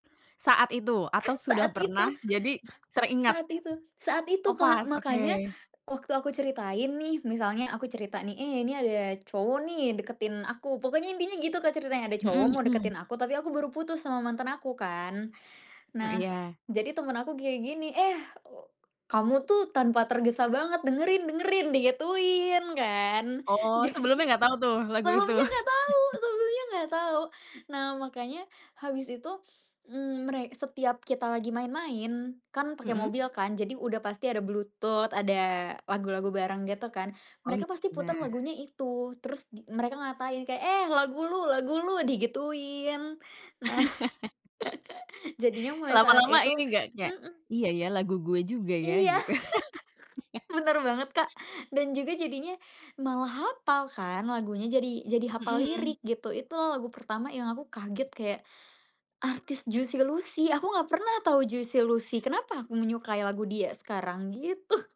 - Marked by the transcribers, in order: other background noise; laughing while speaking: "Jadi"; laughing while speaking: "itu?"; laugh; background speech; laugh; laughing while speaking: "Nah"; laugh; laughing while speaking: "Iya"; laugh; laughing while speaking: "gitu"; laugh; chuckle; laughing while speaking: "gitu"
- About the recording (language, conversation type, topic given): Indonesian, podcast, Bagaimana peran teman dalam mengubah selera musikmu?